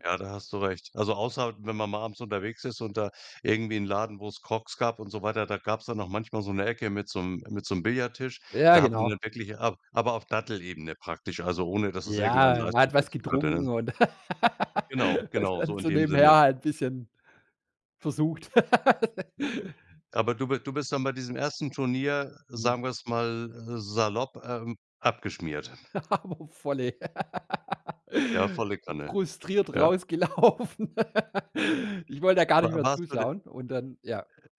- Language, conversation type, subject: German, podcast, Was war dein schönstes Erlebnis bei deinem Hobby?
- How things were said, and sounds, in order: laugh; laugh; giggle; laughing while speaking: "Aber"; laugh; laughing while speaking: "rausgelaufen"